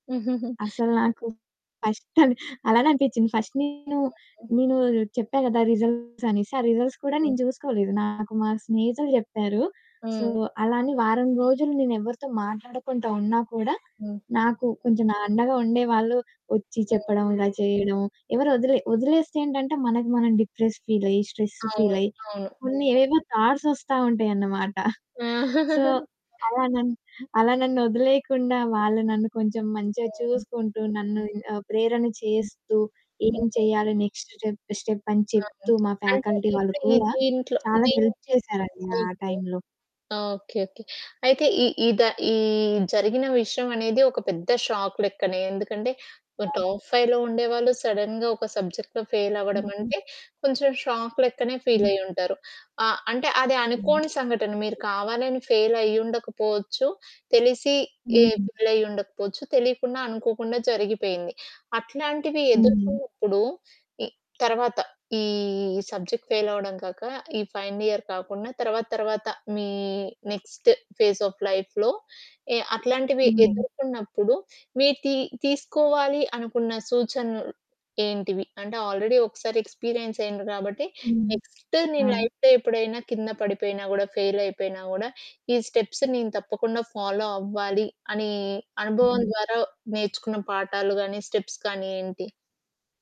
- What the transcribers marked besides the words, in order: in English: "ఫస్ట్"; distorted speech; in English: "ఫస్ట్"; in English: "రిజల్ట్స్"; in English: "రిజల్ట్స్"; in English: "సో"; other background noise; in English: "డిప్రెస్"; in English: "స్ట్రెస్"; in English: "థాట్స"; giggle; chuckle; in English: "సో"; in English: "నెక్స్ట్ స్టెప్ స్టెప్"; static; in English: "ఫ్యాకల్టీ"; in English: "హెల్ప్"; in English: "షాక్"; in English: "టాప్"; in English: "సడెన్‌గా"; in English: "సబ్జెక్ట్‌లో ఫెయిల్"; in English: "షాక్"; in English: "సబ్జెక్ట్"; in English: "ఫైనల్ ఇయర్"; in English: "నెక్స్ట్ ఫేస్ ఆఫ్ లైఫ్‌లో"; in English: "ఆల్‌రెడి"; in English: "ఎక్స్‌పిరియన్స్"; in English: "నెక్స్ట్ మీ లైఫ్‌లో"; in English: "స్టెప్స్"; in English: "ఫాలో"; in English: "స్టెప్స్"
- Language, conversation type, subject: Telugu, podcast, మీ జీవితంలో ఎదురైన ఒక ఎదురుదెబ్బ నుంచి మీరు ఎలా మళ్లీ నిలబడ్డారు?